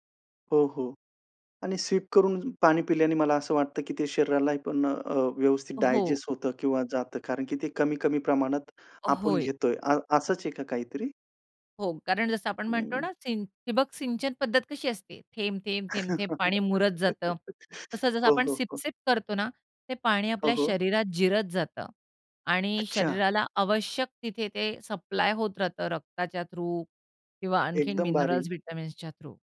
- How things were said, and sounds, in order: in English: "सिप"; in English: "डायजेस्ट"; chuckle; in English: "सीप-सीप"; in English: "सप्लाय"; in English: "थ्रू"; in English: "थ्रू"
- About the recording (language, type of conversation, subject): Marathi, podcast, पुरेसे पाणी पिण्याची आठवण कशी ठेवता?